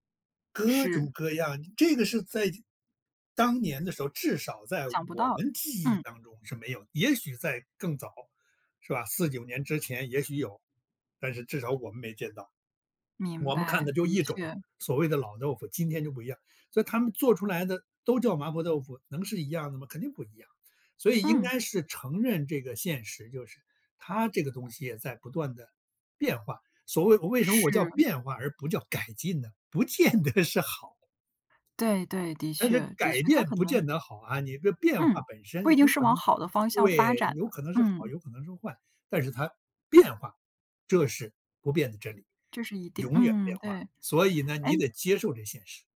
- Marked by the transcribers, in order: laughing while speaking: "不见得"
- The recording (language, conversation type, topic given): Chinese, podcast, 你怎么看待“正宗”这回事？